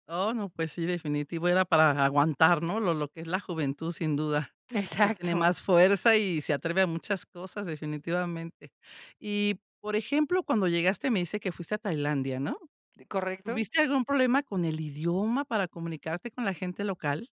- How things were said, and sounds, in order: laughing while speaking: "Exacto"
- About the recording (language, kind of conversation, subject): Spanish, podcast, ¿Tienes trucos para viajar barato sin sufrir?